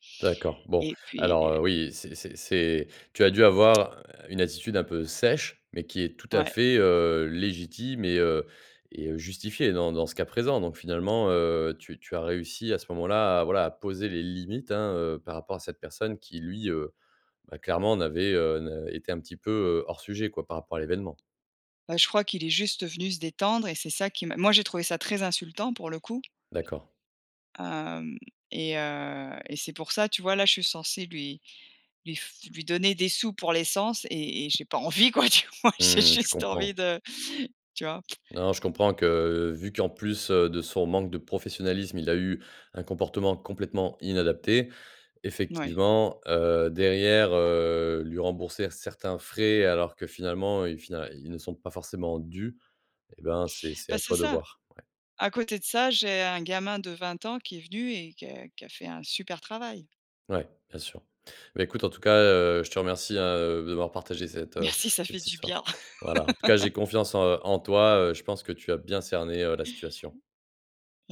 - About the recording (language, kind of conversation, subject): French, advice, Comment puis-je mieux poser des limites avec mes collègues ou mon responsable ?
- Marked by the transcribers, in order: tongue click; stressed: "limites"; laughing while speaking: "envie, quoi, tu vois ? J'ai juste envie de"; scoff; laugh